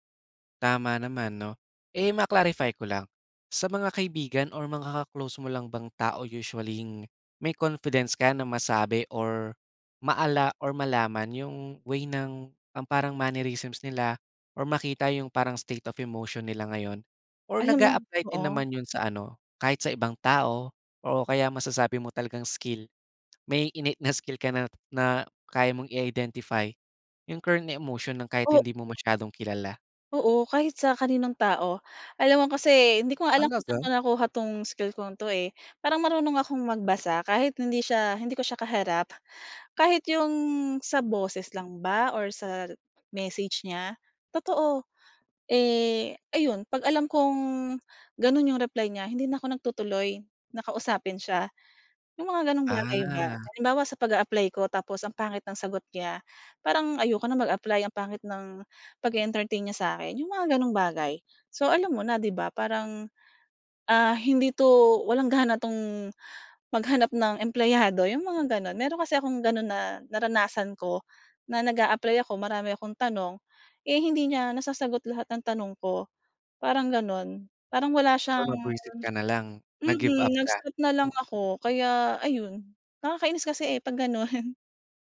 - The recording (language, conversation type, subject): Filipino, podcast, Mas madali ka bang magbahagi ng nararamdaman online kaysa kapag kaharap nang personal?
- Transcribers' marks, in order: tapping; in English: "state of emotion"; other background noise; laughing while speaking: "ganun"